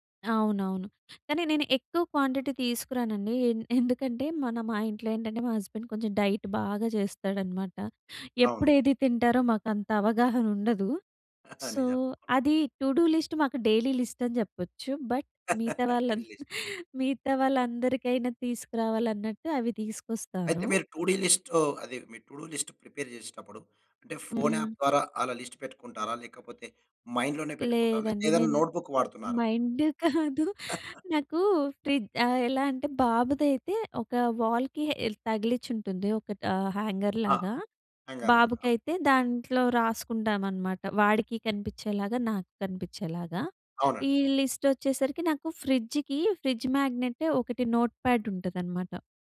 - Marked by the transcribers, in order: in English: "క్వాంటిటీ"; in English: "హస్బెండ్"; in English: "డైట్"; chuckle; in English: "సో"; in English: "టూడూ లిస్ట్"; in English: "డైలీ లిస్ట్"; chuckle; in English: "టూడి లిస్ట్"; in English: "బట్"; chuckle; in English: "టూడీ"; in English: "టూడూ లిస్ట్ ప్రిపేర్"; in English: "లిస్ట్"; in English: "మైండ్"; in English: "నోట్‌బుక్"; in English: "మైండ్"; chuckle; in English: "వాల్‍కి"; in English: "హ్యాంగర్"; in English: "హ్యాంగర్"; in English: "ఫ్రిడ్జ్‌కి, ఫ్రిడ్జ్ మ్యాగ్నెట్"; in English: "నోట్‌ప్యాడ్"
- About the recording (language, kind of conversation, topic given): Telugu, podcast, నీ చేయాల్సిన పనుల జాబితాను నీవు ఎలా నిర్వహిస్తావు?